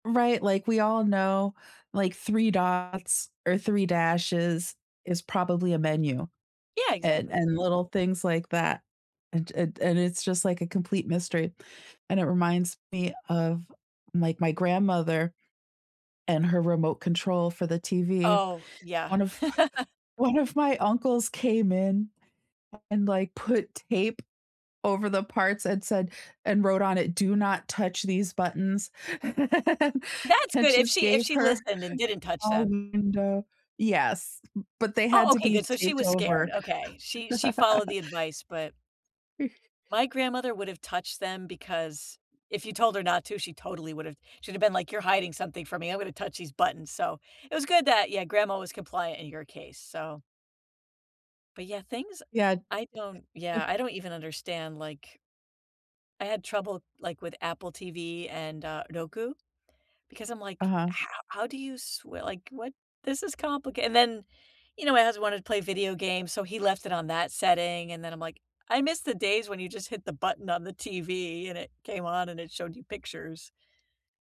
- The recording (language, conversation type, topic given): English, unstructured, What frustrates you about technology in your daily life?
- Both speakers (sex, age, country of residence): female, 45-49, United States; female, 45-49, United States
- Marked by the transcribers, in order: laugh; other background noise; laughing while speaking: "one of my"; laugh; laughing while speaking: "and just gave her"; laugh; chuckle